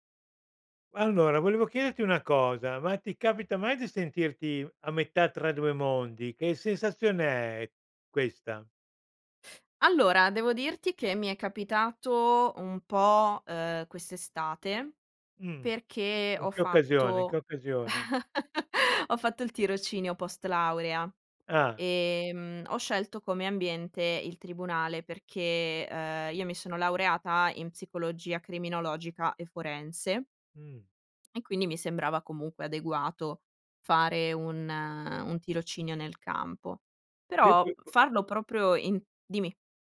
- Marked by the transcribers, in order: "chiederti" said as "chiedeti"; other background noise; chuckle; tapping
- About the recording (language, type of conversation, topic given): Italian, podcast, Ti capita di sentirti "a metà" tra due mondi? Com'è?